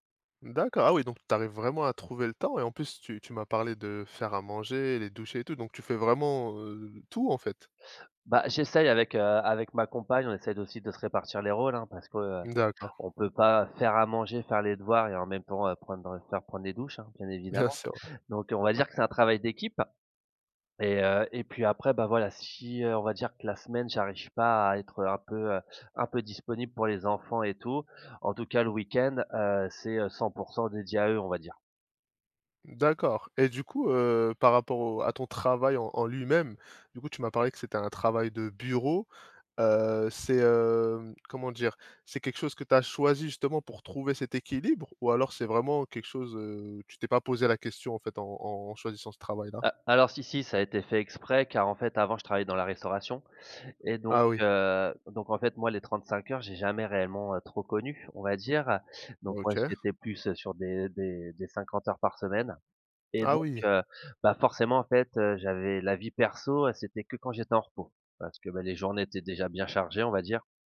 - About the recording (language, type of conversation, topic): French, podcast, Comment gères-tu l’équilibre entre le travail et la vie personnelle ?
- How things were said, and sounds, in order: none